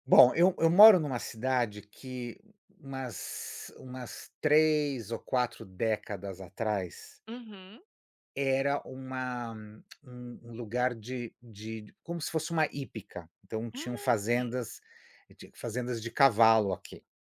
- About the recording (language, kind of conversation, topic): Portuguese, unstructured, O que faz você se orgulhar da sua cidade?
- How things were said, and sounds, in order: none